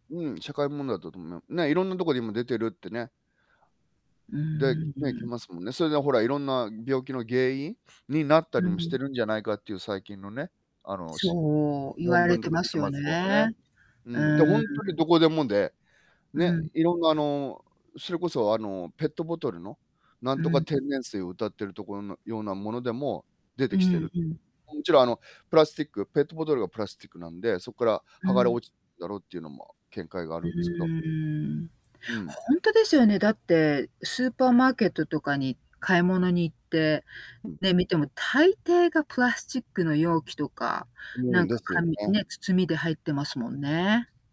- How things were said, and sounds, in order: other background noise
- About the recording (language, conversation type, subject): Japanese, unstructured, 最近の社会問題の中で、いちばん気になっていることは何ですか？